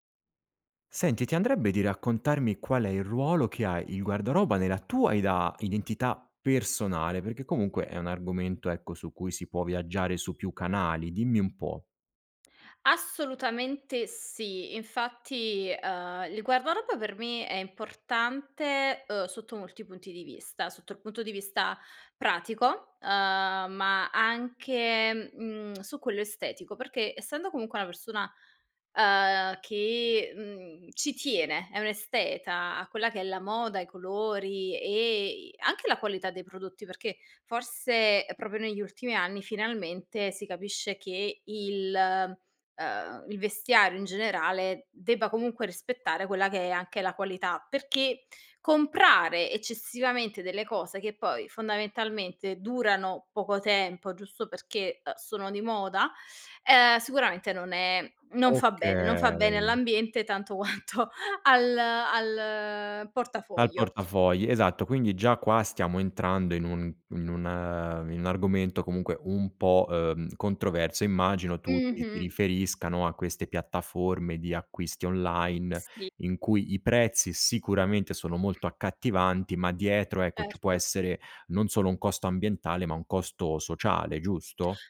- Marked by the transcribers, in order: other background noise; drawn out: "Okay"; laughing while speaking: "quanto"
- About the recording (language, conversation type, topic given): Italian, podcast, Che ruolo ha il tuo guardaroba nella tua identità personale?